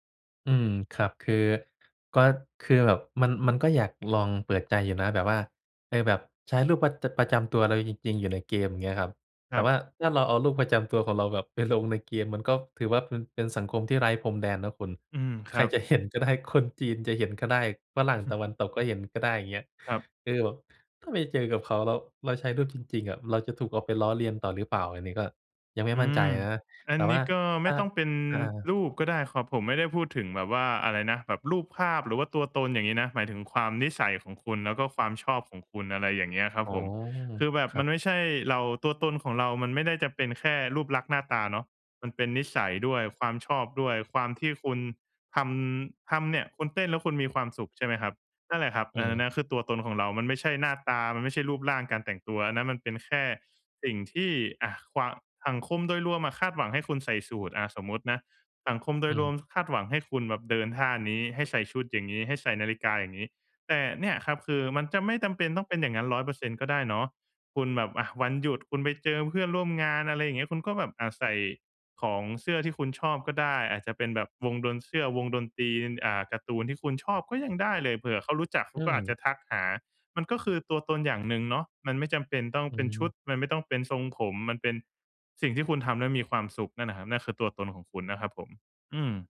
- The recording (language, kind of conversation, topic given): Thai, advice, ฉันจะรักษาความเป็นตัวของตัวเองท่ามกลางความคาดหวังจากสังคมและครอบครัวได้อย่างไรเมื่อรู้สึกสับสน?
- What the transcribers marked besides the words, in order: chuckle